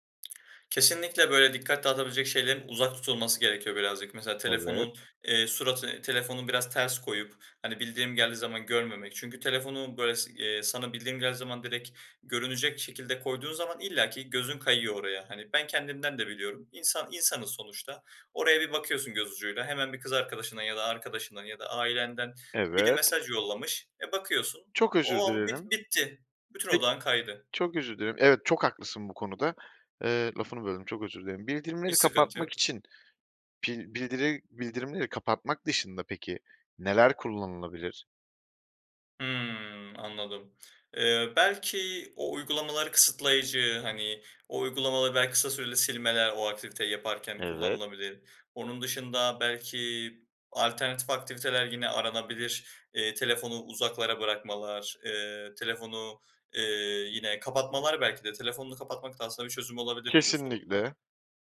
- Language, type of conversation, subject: Turkish, podcast, İnternetten uzak durmak için hangi pratik önerilerin var?
- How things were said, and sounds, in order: lip smack